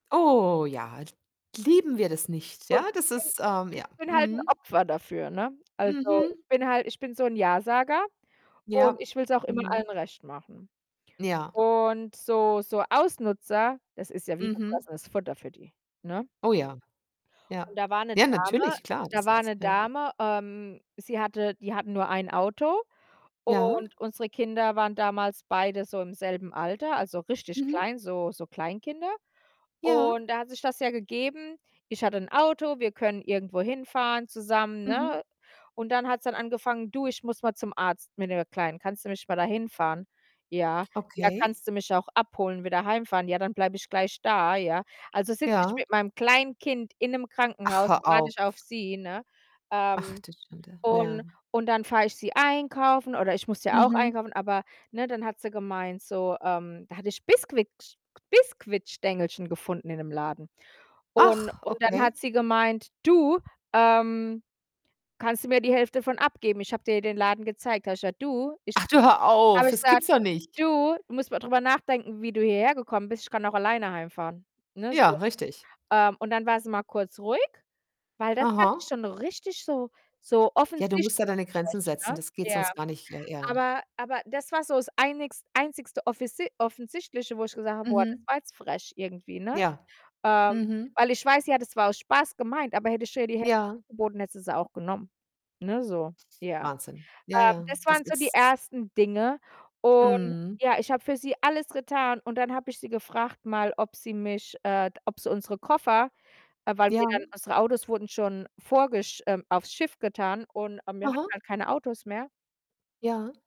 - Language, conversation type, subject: German, unstructured, Welche wichtige Lektion hast du aus einem Fehler gelernt?
- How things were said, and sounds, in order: distorted speech; other background noise; stressed: "einkaufen"; surprised: "Ach"; tapping